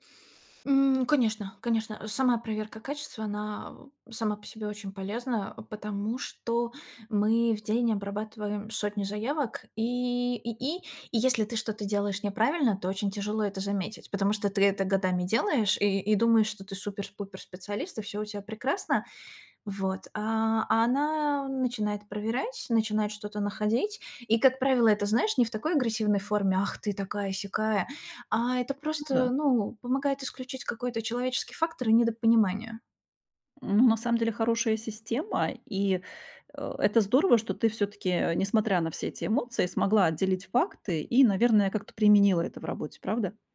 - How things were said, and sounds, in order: none
- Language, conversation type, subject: Russian, advice, Как вы отреагировали, когда ваш наставник резко раскритиковал вашу работу?